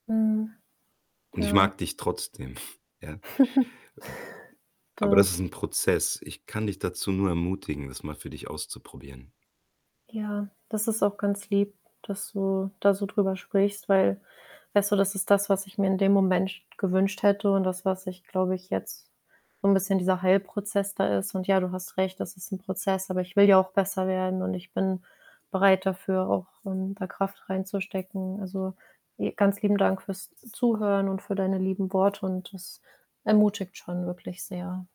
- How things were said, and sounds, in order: static; chuckle; giggle; other background noise
- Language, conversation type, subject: German, advice, Wie hast du Versagensangst nach einer großen beruflichen Niederlage erlebt?
- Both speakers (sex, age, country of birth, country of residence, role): female, 25-29, Germany, Germany, user; male, 40-44, Germany, Germany, advisor